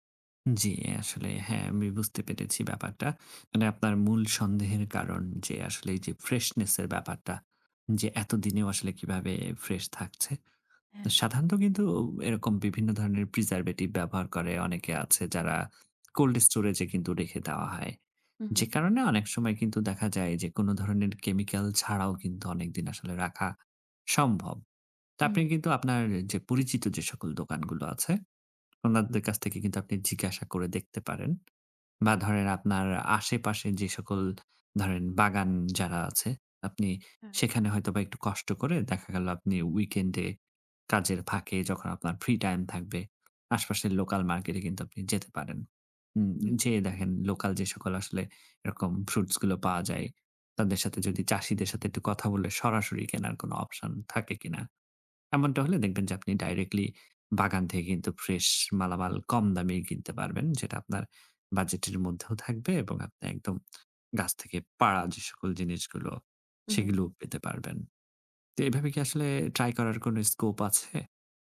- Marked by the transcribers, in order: in English: "freshness"; tapping; in English: "preservative"; in English: "cold storage"; in English: "weekend"; in English: "scope"
- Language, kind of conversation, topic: Bengali, advice, বাজেটের মধ্যে স্বাস্থ্যকর খাবার কেনা কেন কঠিন লাগে?